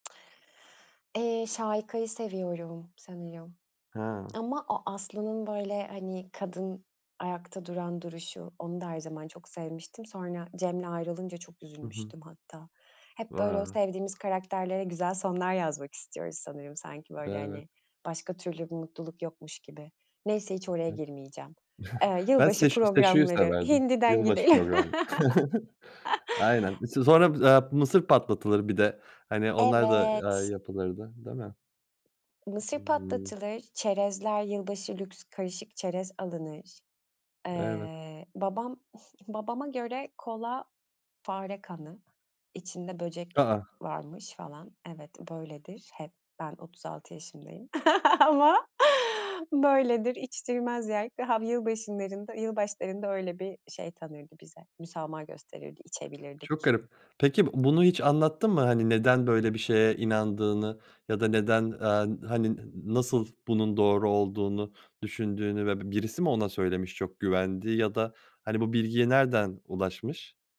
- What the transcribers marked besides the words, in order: chuckle; chuckle; laugh; surprised: "A, a!"; chuckle; unintelligible speech
- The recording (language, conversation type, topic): Turkish, podcast, Eski yılbaşı programlarından aklında kalan bir sahne var mı?
- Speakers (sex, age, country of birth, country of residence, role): female, 35-39, Turkey, Greece, guest; male, 30-34, Turkey, Germany, host